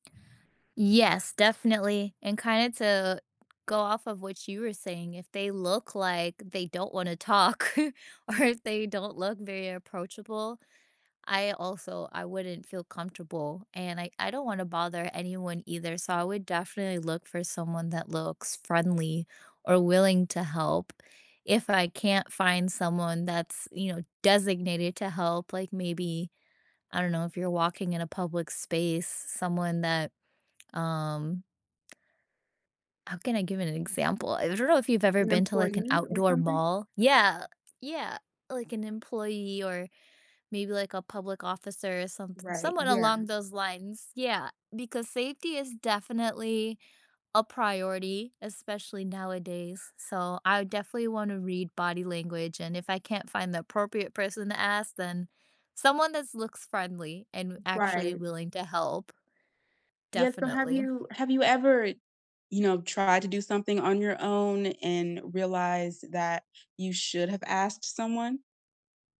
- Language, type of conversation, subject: English, unstructured, How do you decide when to ask a stranger for help and when to figure things out on your own?
- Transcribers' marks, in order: tapping; chuckle; laughing while speaking: "or if"; other background noise